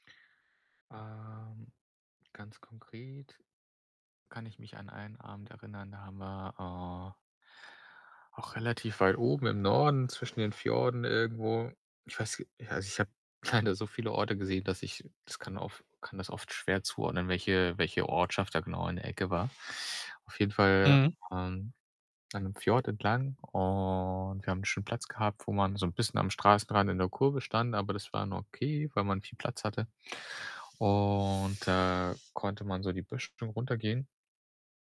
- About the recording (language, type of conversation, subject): German, podcast, Kannst du von einem Ort erzählen, an dem du dich klein gefühlt hast?
- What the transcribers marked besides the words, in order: other background noise; laughing while speaking: "leider"; distorted speech